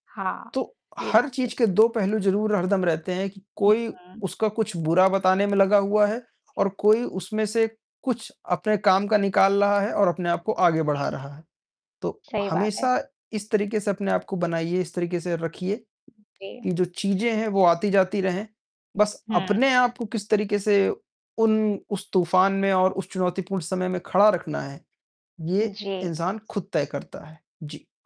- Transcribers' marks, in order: static; distorted speech; in English: "ओके"
- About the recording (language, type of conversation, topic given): Hindi, unstructured, आपको अपने काम का सबसे मज़ेदार हिस्सा क्या लगता है?
- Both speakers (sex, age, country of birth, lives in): female, 30-34, India, India; male, 55-59, India, India